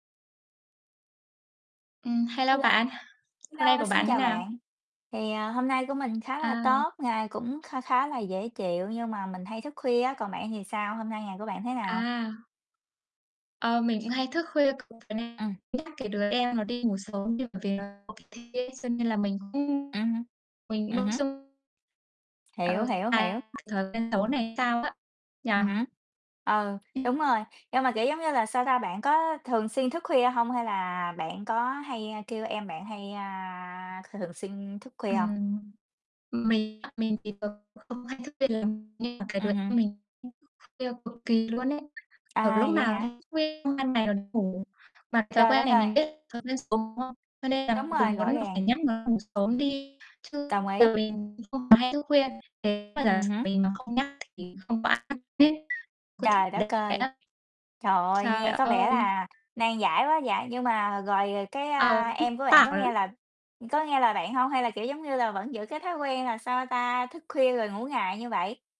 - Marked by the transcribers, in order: distorted speech; tapping; other background noise; unintelligible speech; unintelligible speech; "ơi" said as "cơi"; unintelligible speech; "ơi" said as "cơi"; unintelligible speech
- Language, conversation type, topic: Vietnamese, unstructured, Làm sao để thuyết phục người khác thay đổi thói quen xấu?